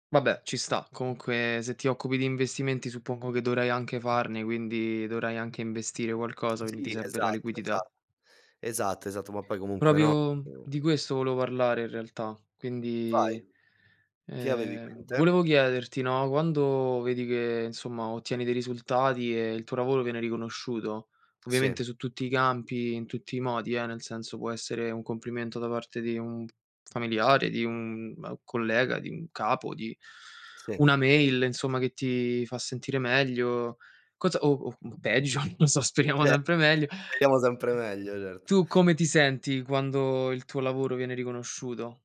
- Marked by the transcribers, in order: "Proprio" said as "propio"; other background noise; other noise; tapping; laughing while speaking: "peggio, non so, speriamo"
- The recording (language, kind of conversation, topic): Italian, unstructured, Come ti senti quando il tuo lavoro viene riconosciuto?